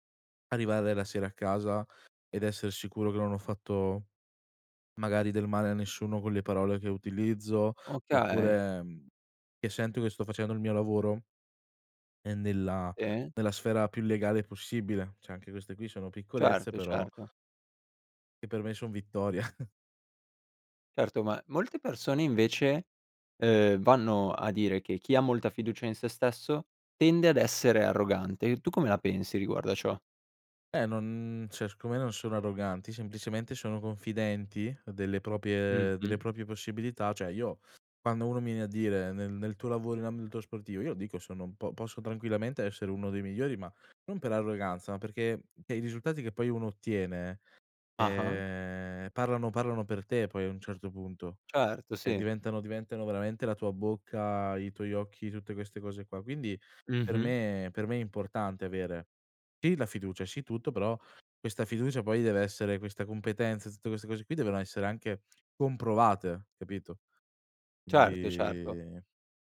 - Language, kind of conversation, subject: Italian, podcast, Come costruisci la fiducia in te stesso, giorno dopo giorno?
- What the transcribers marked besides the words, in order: "Cioè" said as "ceh"; laughing while speaking: "vittorie"; "proprie" said as "propie"; "proprie" said as "propie"; tsk; "ambito" said as "ambto"; tapping